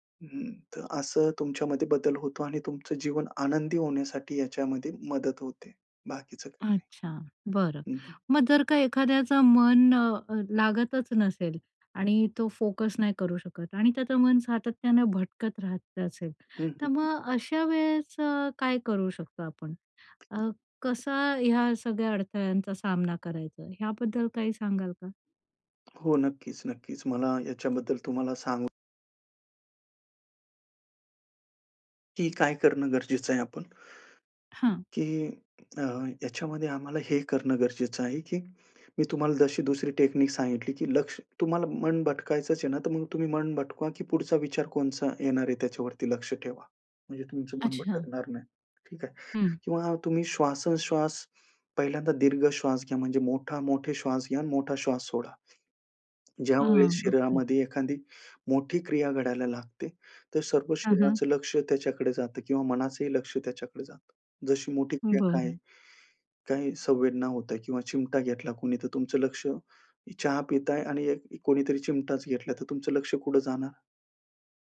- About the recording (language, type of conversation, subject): Marathi, podcast, निसर्गात ध्यान कसे सुरू कराल?
- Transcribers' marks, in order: tapping; other noise; other background noise; in English: "टेक्निक"; "कोणता" said as "कोणचा"